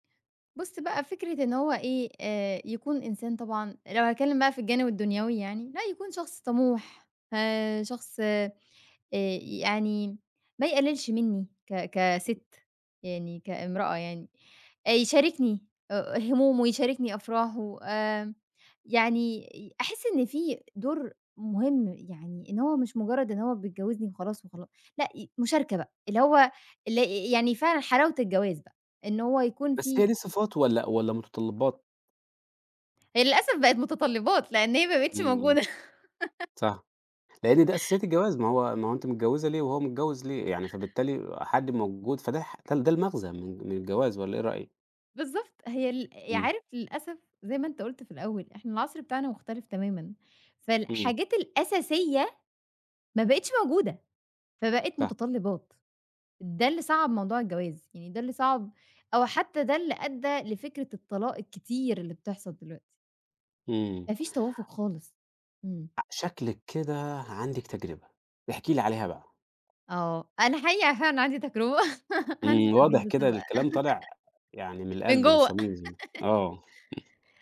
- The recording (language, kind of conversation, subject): Arabic, podcast, إزاي بتختار شريك حياتك؟
- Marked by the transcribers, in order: giggle; other background noise; tapping; laughing while speaking: "أنا حقيقة فعلًا عندي تجربة عندي تجربة سابقة من جوَّه"; giggle; chuckle